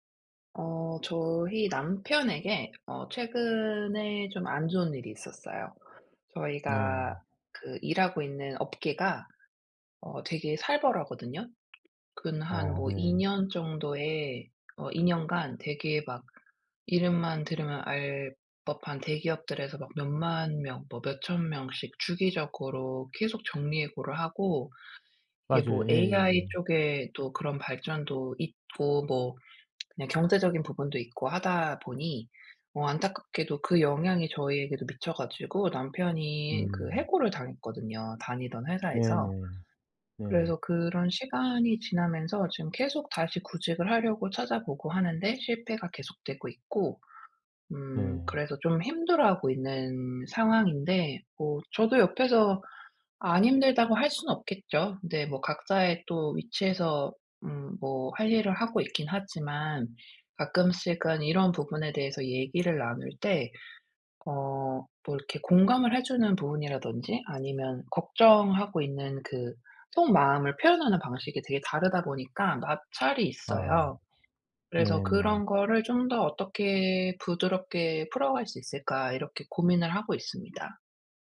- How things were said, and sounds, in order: tapping; other background noise; tsk
- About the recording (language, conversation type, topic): Korean, advice, 힘든 파트너와 더 잘 소통하려면 어떻게 해야 하나요?